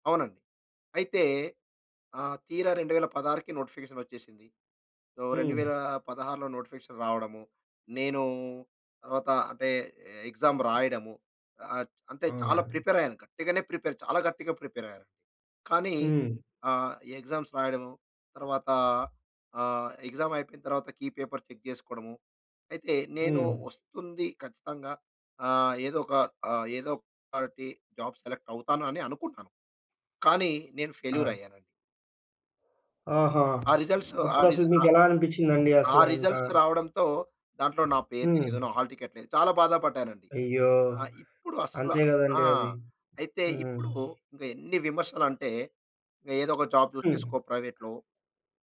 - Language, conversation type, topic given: Telugu, podcast, మరొకసారి ప్రయత్నించడానికి మీరు మీను మీరు ఎలా ప్రేరేపించుకుంటారు?
- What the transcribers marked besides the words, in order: in English: "సో"; in English: "నోటిఫికేషన్"; in English: "ఎగ్జామ్"; in English: "ప్రిపేర్"; in English: "ప్రిపేర్"; in English: "ప్రిపేర్"; in English: "ఎగ్జామ్స్"; in English: "ఎగ్జామ్"; in English: "కీ పేపర్ చెక్"; in English: "జాబ్ సెలెక్ట్"; in English: "ఫెయిల్యూర్"; other background noise; in English: "రిజల్ట్స్"; in English: "హాల్ టికెట్"; horn; in English: "జాబ్"; in English: "ప్రైవేట్‌లో"